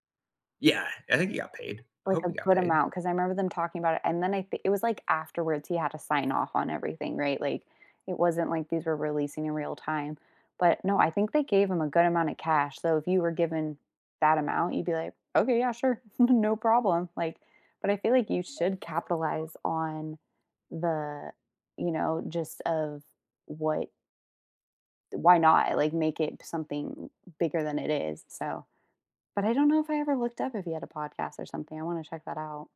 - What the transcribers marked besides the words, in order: chuckle; alarm
- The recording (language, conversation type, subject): English, unstructured, Which podcasts make your commute fly by, and what do you recommend I try next?
- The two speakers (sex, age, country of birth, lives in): female, 30-34, United States, United States; male, 35-39, United States, United States